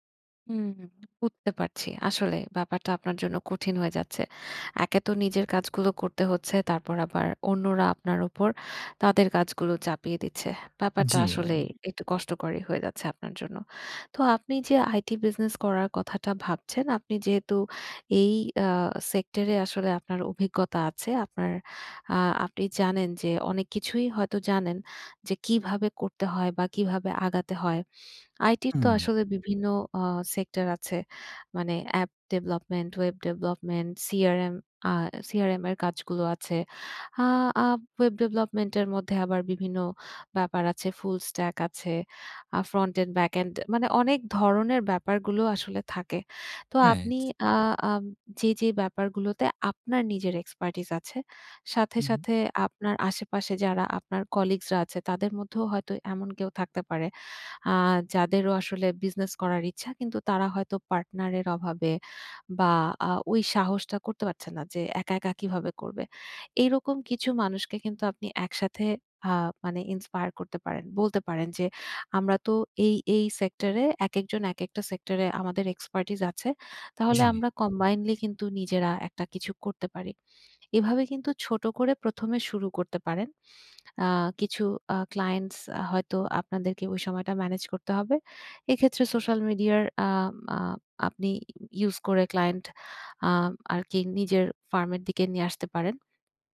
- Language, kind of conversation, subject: Bengali, advice, চাকরি নেওয়া কি ব্যক্তিগত স্বপ্ন ও লক্ষ্য ত্যাগ করার অর্থ?
- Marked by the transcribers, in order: in English: "expertise"; in English: "expertise"; in English: "combinedly"